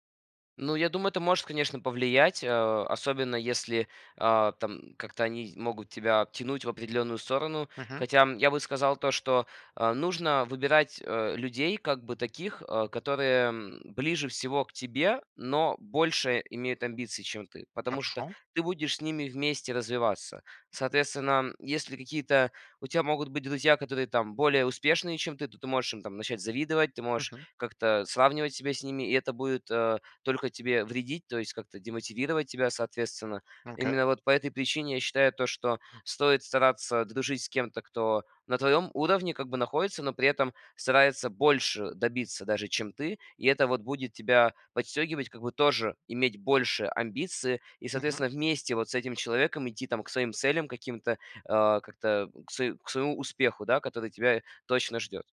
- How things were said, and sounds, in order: none
- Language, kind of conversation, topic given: Russian, podcast, Какую роль играет амбиция в твоих решениях?